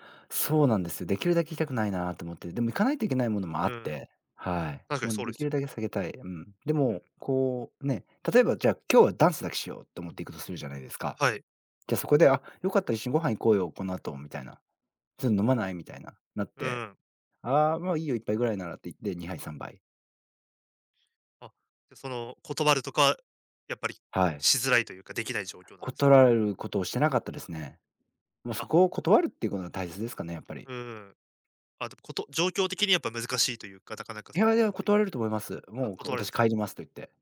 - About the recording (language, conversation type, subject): Japanese, advice, 外食や飲み会で食べると強い罪悪感を感じてしまうのはなぜですか？
- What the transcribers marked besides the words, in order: "さけ" said as "下げ"; "断る" said as "断ららる"